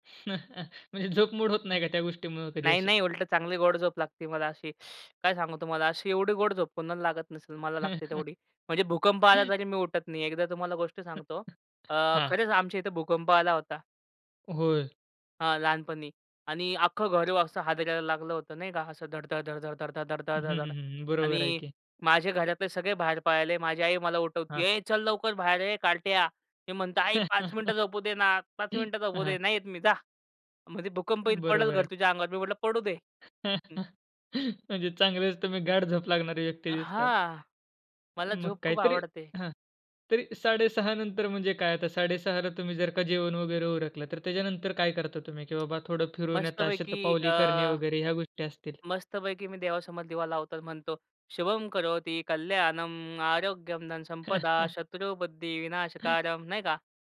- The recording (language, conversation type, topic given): Marathi, podcast, झोपण्यापूर्वी तुमची छोटीशी दिनचर्या काय असते?
- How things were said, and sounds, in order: chuckle; tapping; other noise; chuckle; chuckle; other background noise; chuckle; singing: "शुभं करोति कल्याणम आरोग्यम धन संपदा शत्रु बुद्धि विनाशकारम"; chuckle